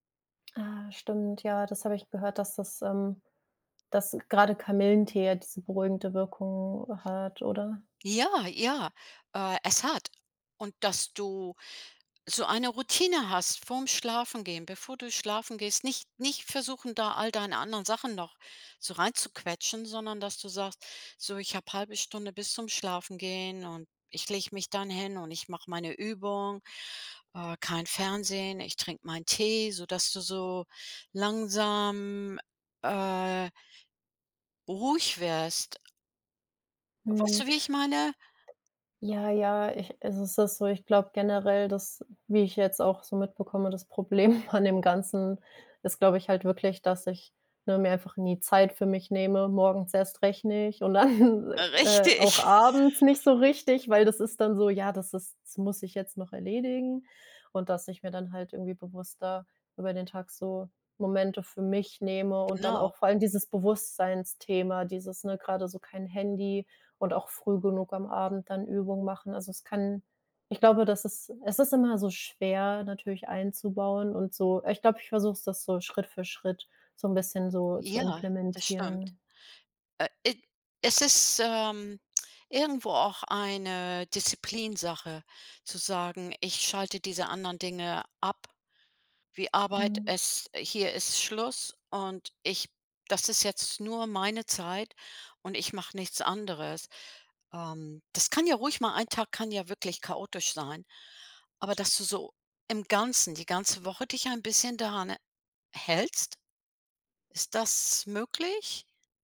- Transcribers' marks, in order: other background noise; laughing while speaking: "Problem"; laughing while speaking: "dann"; laughing while speaking: "Äh, richtig"
- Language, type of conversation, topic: German, advice, Warum kann ich nach einem stressigen Tag nur schwer einschlafen?